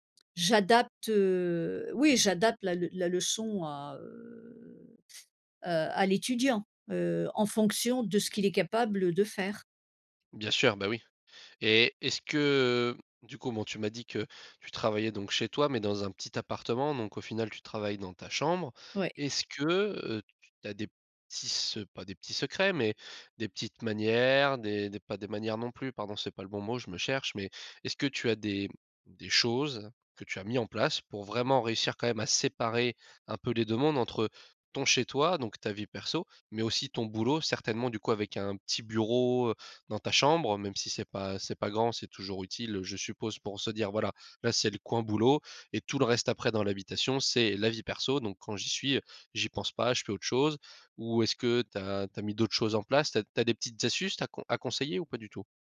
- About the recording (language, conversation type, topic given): French, podcast, Comment trouvez-vous l’équilibre entre le travail et la vie personnelle ?
- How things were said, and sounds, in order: other background noise; drawn out: "heu"; stressed: "séparer"